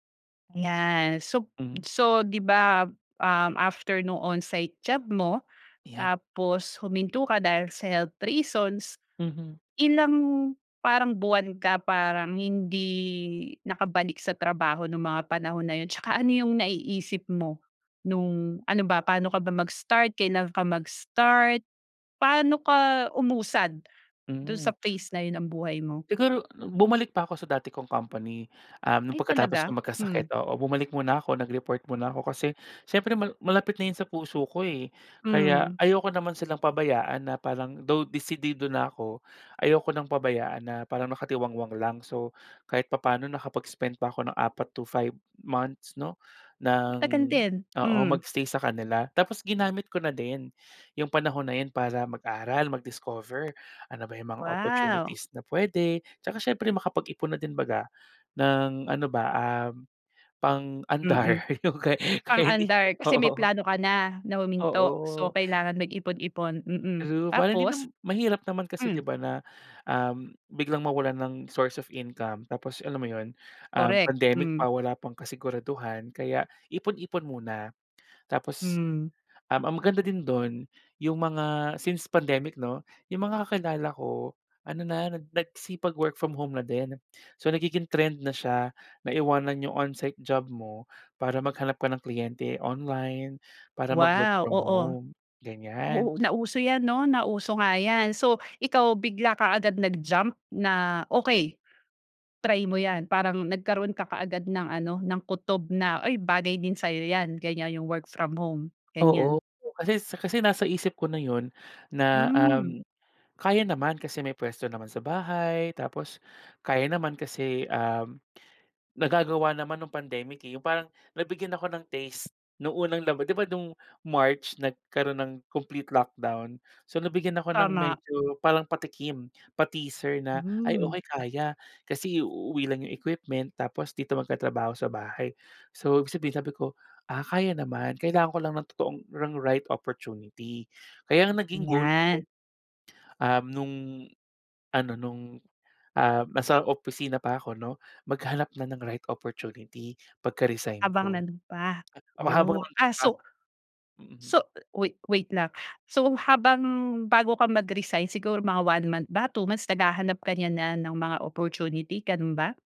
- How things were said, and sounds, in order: in English: "on-site job"; other background noise; in English: "phase"; laughing while speaking: "pang-andar yung kay kaya hindi, oo"; in English: "on-site job"; tapping; in English: "pa-teaser"
- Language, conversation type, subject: Filipino, podcast, Gaano kahalaga ang pagbuo ng mga koneksyon sa paglipat mo?